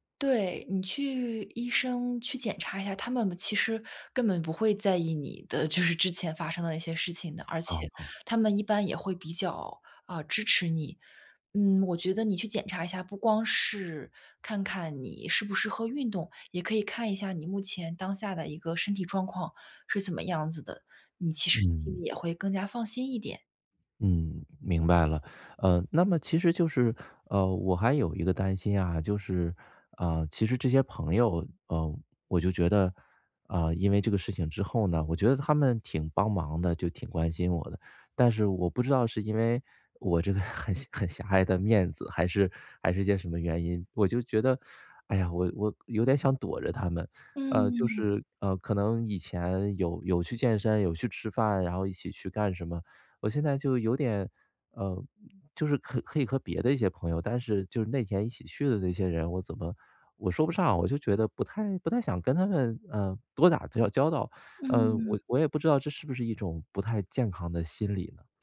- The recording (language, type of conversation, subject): Chinese, advice, 我害怕开始运动，该如何迈出第一步？
- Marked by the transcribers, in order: laughing while speaking: "就是"; laughing while speaking: "很狭 很狭隘的"; teeth sucking